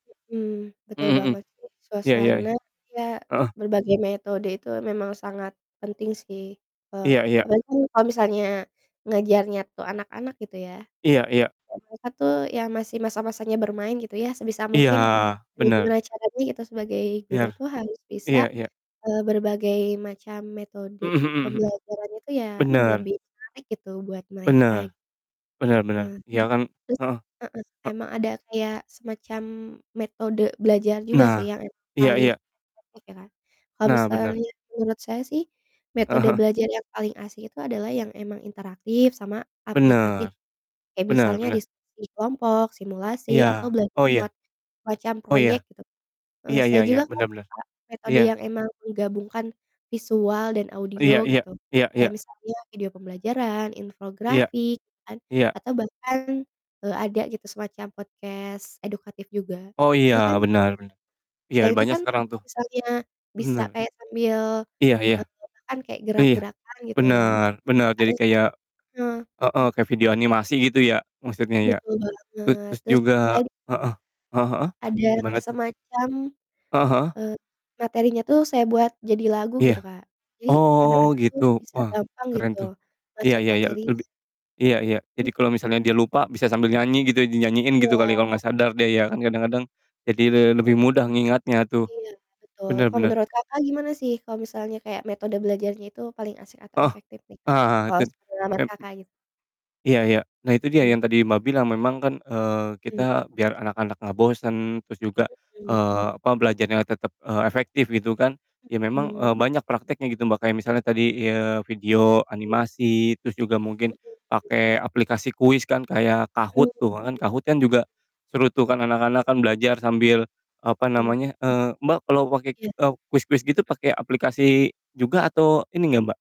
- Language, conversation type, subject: Indonesian, unstructured, Menurut kamu, bagaimana cara membuat belajar jadi lebih menyenangkan?
- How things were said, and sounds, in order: distorted speech; "mereka" said as "merekag"; "infografik" said as "infrografik"; in English: "podcast"; other background noise